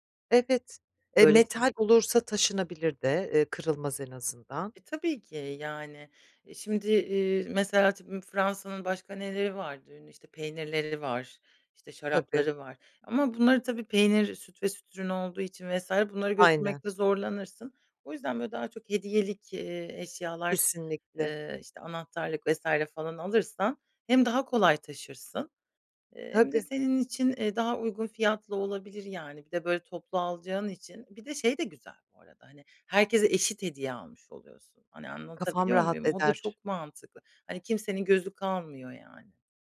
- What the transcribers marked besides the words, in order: unintelligible speech
- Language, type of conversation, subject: Turkish, advice, Sevdiklerime uygun ve özel bir hediye seçerken nereden başlamalıyım?